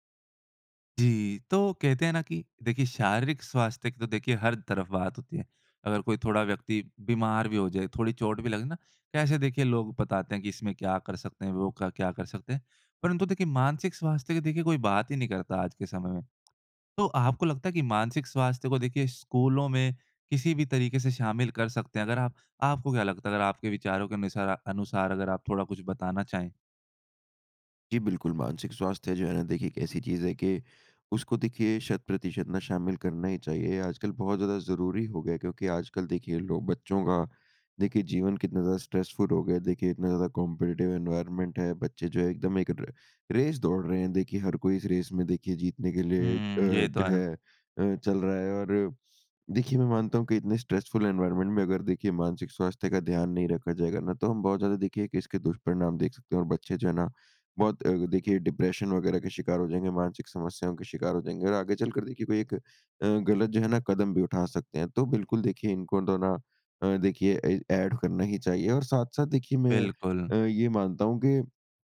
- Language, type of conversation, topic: Hindi, podcast, मानसिक स्वास्थ्य को स्कूल में किस तरह शामिल करें?
- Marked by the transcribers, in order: in English: "स्ट्रेसफुल"; in English: "कॉम्पिटिटिव एनवायरनमेंट"; in English: "र रेस"; in English: "रेस"; in English: "स्ट्रेसफुल एनवायरनमेंट"; in English: "डिप्रेशन"; in English: "ए एड"